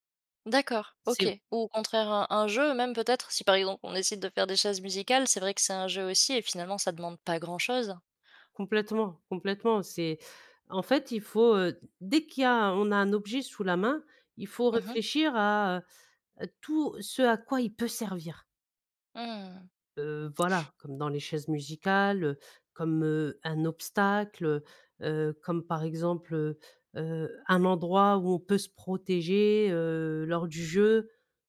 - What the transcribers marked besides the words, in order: stressed: "pas"
- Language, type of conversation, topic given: French, podcast, Comment fais-tu pour inventer des jeux avec peu de moyens ?